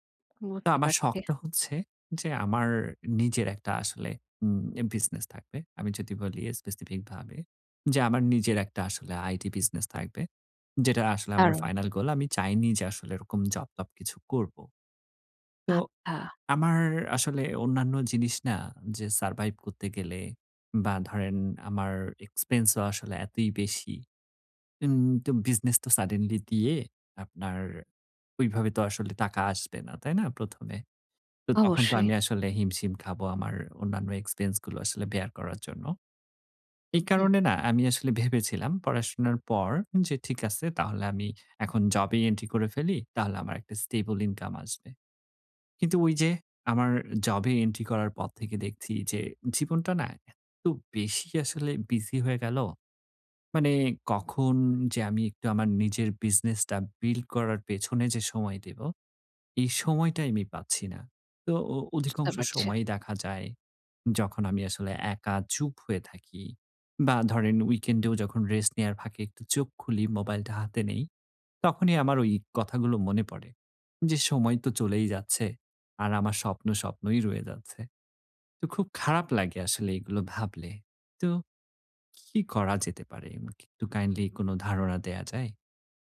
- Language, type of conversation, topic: Bengali, advice, চাকরি নেওয়া কি ব্যক্তিগত স্বপ্ন ও লক্ষ্য ত্যাগ করার অর্থ?
- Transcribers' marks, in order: in English: "সারভাইভ"; in English: "বেয়ার"; tapping; in English: "weekend"